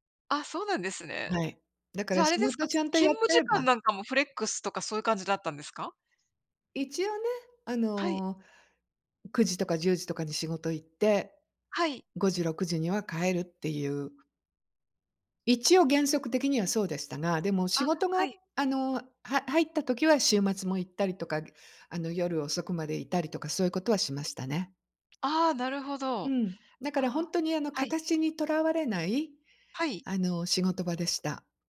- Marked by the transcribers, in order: none
- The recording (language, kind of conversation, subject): Japanese, unstructured, 理想の職場環境はどんな場所ですか？